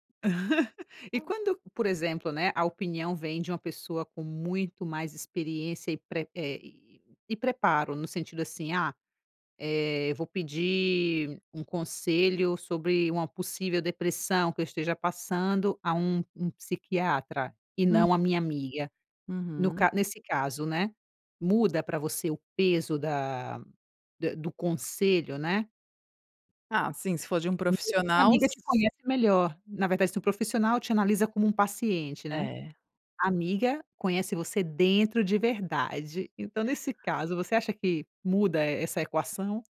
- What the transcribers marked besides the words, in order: laugh; unintelligible speech; other background noise
- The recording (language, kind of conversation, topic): Portuguese, podcast, Como posso equilibrar a opinião dos outros com a minha intuição?